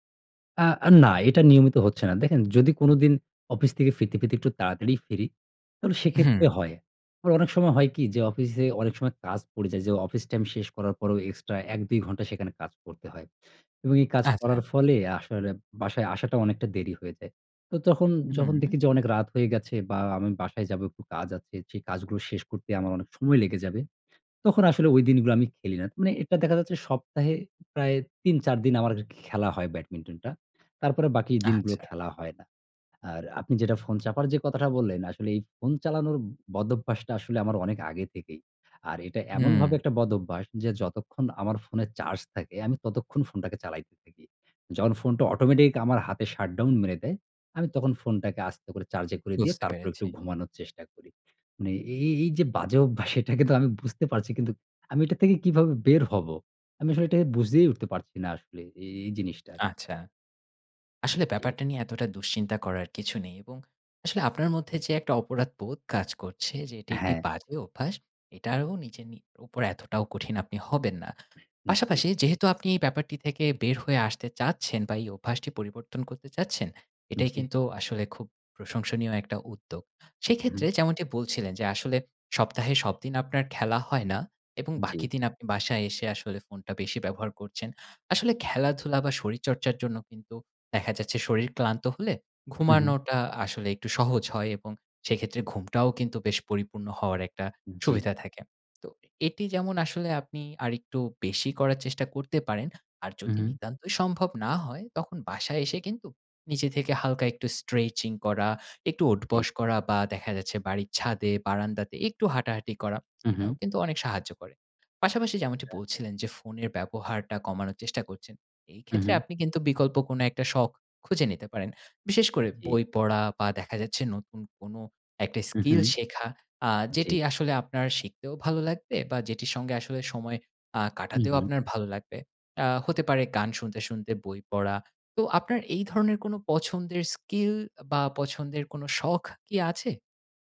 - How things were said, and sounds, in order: in English: "shutdown"; laughing while speaking: "এটাকে তো আমি বুঝতে পারছি"
- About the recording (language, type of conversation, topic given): Bengali, advice, সকাল ওঠার রুটিন বানালেও আমি কেন তা টিকিয়ে রাখতে পারি না?